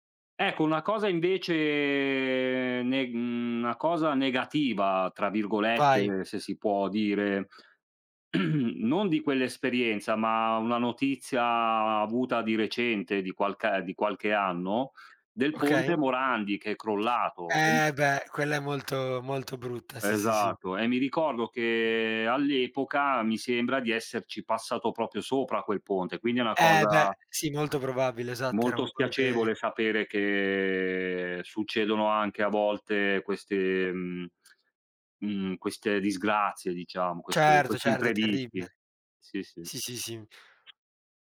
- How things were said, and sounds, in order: drawn out: "invece"; throat clearing; other background noise; "molto" said as "nolto"; drawn out: "che"
- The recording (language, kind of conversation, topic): Italian, unstructured, Qual è il ricordo più felice della tua infanzia?